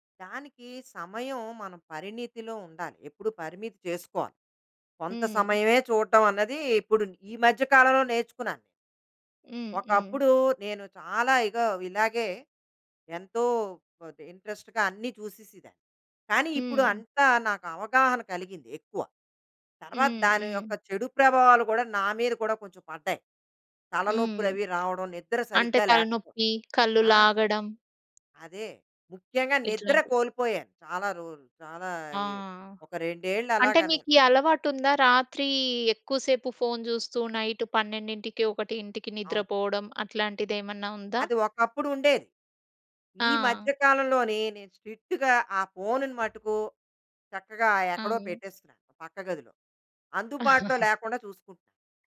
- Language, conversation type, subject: Telugu, podcast, సోషల్ మీడియా మీ జీవితాన్ని ఎలా మార్చింది?
- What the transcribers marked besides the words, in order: in English: "ఇంట్రెస్ట్‌గా"; tapping; other background noise; in English: "స్ట్రిక్ట్‌గా"; chuckle